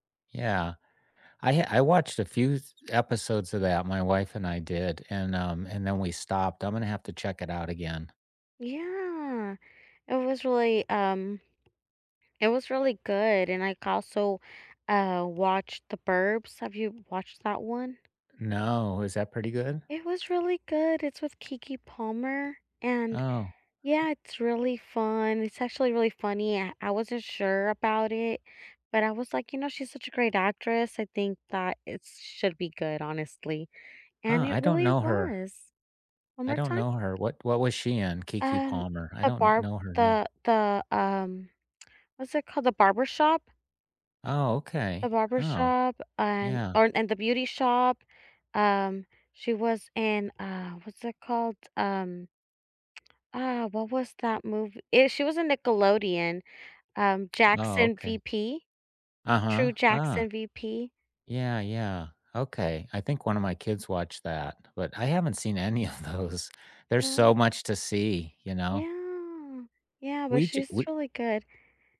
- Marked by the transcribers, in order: drawn out: "Yeah"; tapping; "also" said as "galso"; other background noise; laughing while speaking: "any of those"
- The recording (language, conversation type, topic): English, unstructured, What underrated TV series would you recommend to everyone, and why do you think it appeals to so many people?
- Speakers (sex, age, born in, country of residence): female, 35-39, United States, United States; male, 60-64, United States, United States